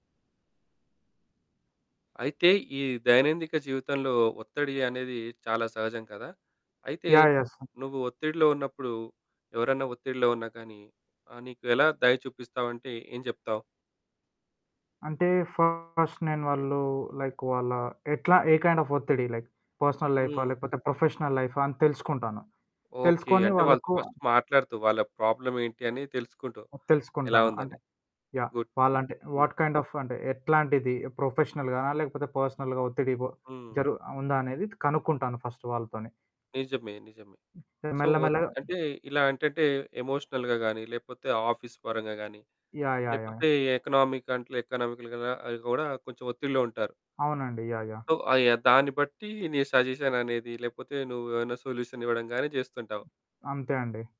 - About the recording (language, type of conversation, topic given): Telugu, podcast, ఒత్తిడిలో ఉన్నప్పుడు నీకు దయగా తోడ్పడే ఉత్తమ విధానం ఏది?
- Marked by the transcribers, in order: other background noise; in English: "సో"; distorted speech; in English: "ఫస్ట్"; in English: "లైక్"; in English: "కైండ్ ఆఫ్"; in English: "లైక్, పర్సనల్"; in English: "ప్రొఫెషనల్"; in English: "ఫస్ట్"; in English: "ప్రాబ్లమ్"; in English: "గుడ్"; in English: "వాట్ కైండ్ ఆఫ్"; in English: "పర్సనల్‌గా"; in English: "ఫస్ట్"; in English: "సో, ఓత్"; in English: "ఎమోషనల్‌గా"; in English: "ఆఫీస్"; in English: "ఎకనామిక్"; in English: "ఎకనామిక‌ల్‌గా"; in English: "సో"; in English: "సజేషన్"; in English: "సొల్యూషన్"